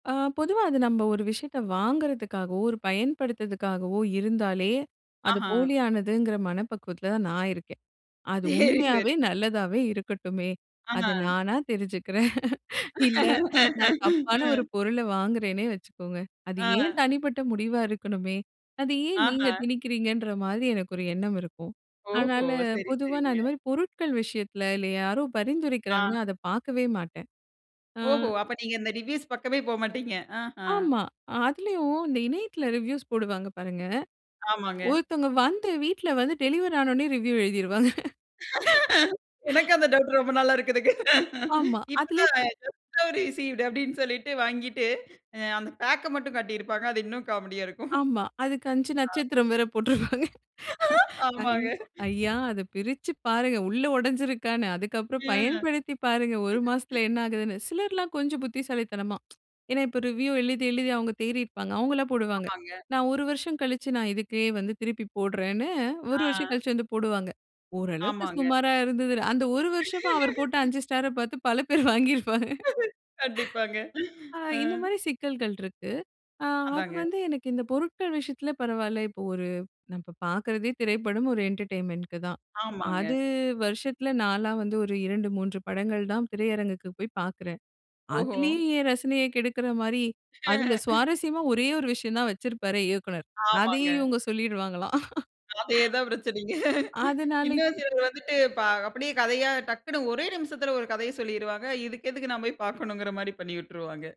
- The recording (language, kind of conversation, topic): Tamil, podcast, சமூக ஊடகங்களில் போலியான தகவல் பரவலை யார் தடுக்க முடியும்?
- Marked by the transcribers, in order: laughing while speaking: "சேரி, சேரி"; laugh; in English: "ரிவ்யூஸ்"; in English: "ரிவ்யூஸ்"; laugh; laughing while speaking: "எனக்கும் அந்த டவுட் ரொம்ப நாளா இருக்குதுங்க"; in English: "ரிவ்யூ"; in English: "டவுட்"; laugh; in English: "ஜஸ்ட் நவ் ரிசீவ்டு"; tapping; chuckle; laughing while speaking: "வேற போட்ருப்பாங்க"; laugh; laughing while speaking: "ஆமாங்க"; laugh; laughing while speaking: "ம்"; chuckle; teeth sucking; in English: "ரிவ்யூ"; laugh; laugh; laughing while speaking: "கண்டிப்பாங்க. ஆ"; laughing while speaking: "பல பேர் வாங்கிருபாங்க"; laugh; in English: "என்டர்டைன்மென்ட்க்கு"; laugh; laugh